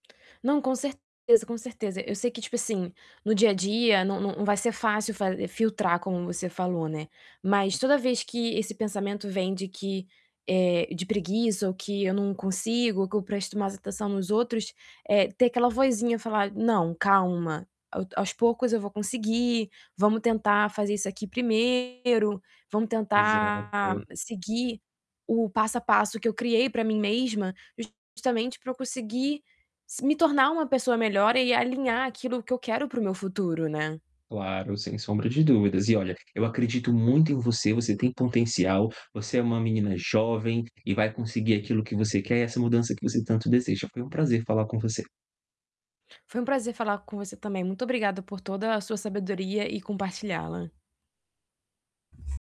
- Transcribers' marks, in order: distorted speech; other background noise; tapping
- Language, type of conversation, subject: Portuguese, advice, Como posso alinhar meus hábitos diários com a pessoa que eu quero ser?